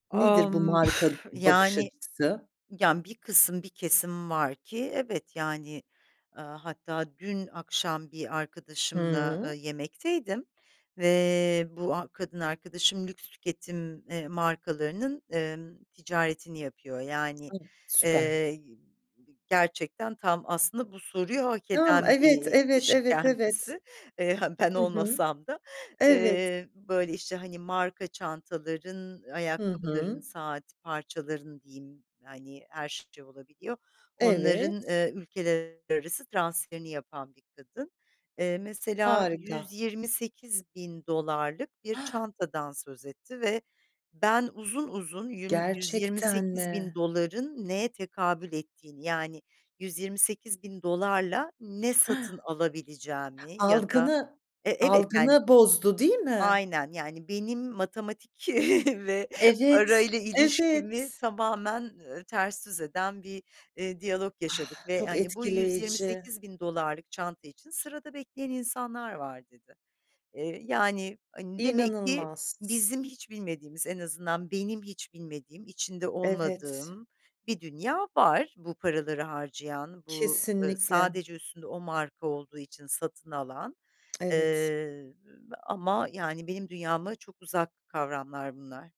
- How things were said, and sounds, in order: lip trill; other background noise; tapping; gasp; gasp; chuckle
- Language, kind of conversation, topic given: Turkish, podcast, Kendi tarzını nasıl tanımlarsın?